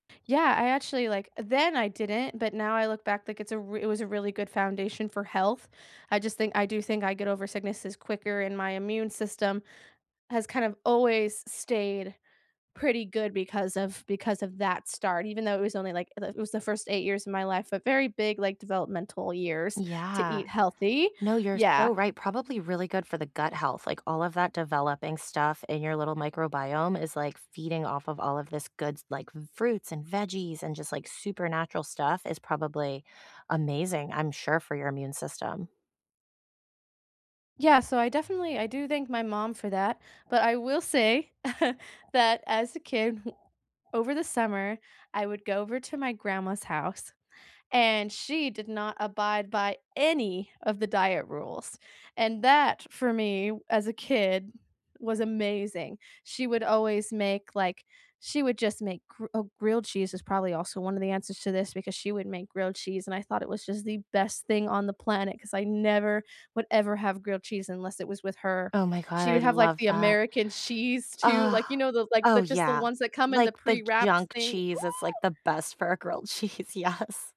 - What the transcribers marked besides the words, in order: chuckle; stressed: "any"; joyful: "Ooh"; laughing while speaking: "cheese. Yes"
- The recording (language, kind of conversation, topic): English, unstructured, What food-related memory from your childhood stands out the most?
- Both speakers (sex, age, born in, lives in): female, 20-24, United States, United States; female, 35-39, United States, United States